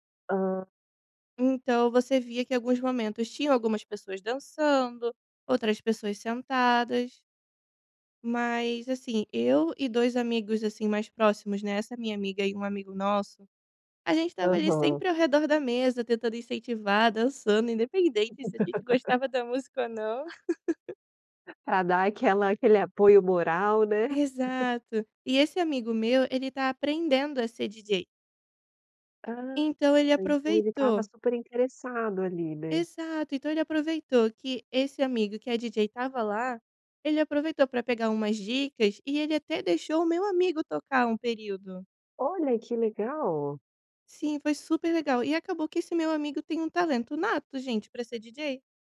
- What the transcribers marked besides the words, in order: laugh; giggle
- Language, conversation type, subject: Portuguese, podcast, Como montar uma playlist compartilhada que todo mundo curta?